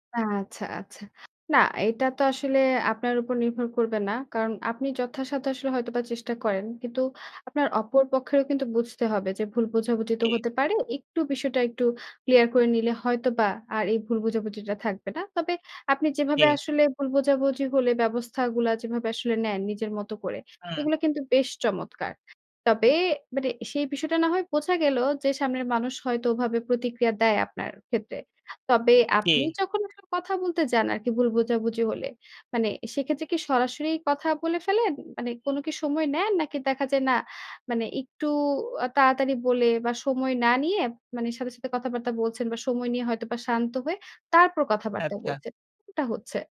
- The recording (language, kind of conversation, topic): Bengali, podcast, ভুল বোঝাবুঝি হলে আপনি প্রথমে কী করেন?
- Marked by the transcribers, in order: horn